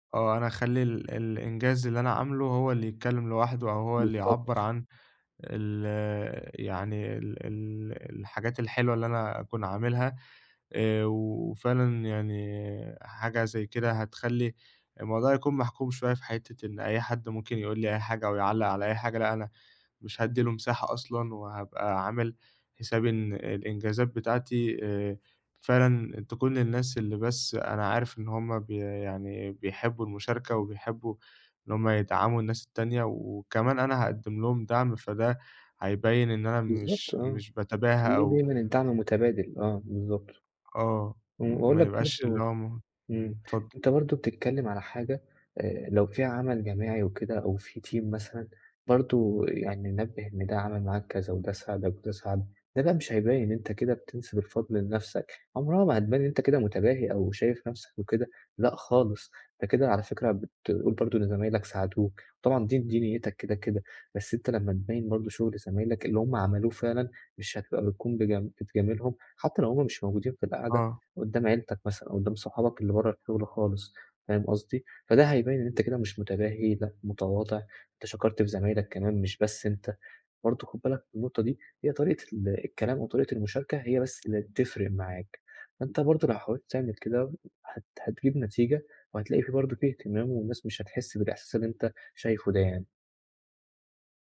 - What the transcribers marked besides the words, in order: other noise; in English: "team"
- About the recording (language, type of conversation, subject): Arabic, advice, عرض الإنجازات بدون تباهٍ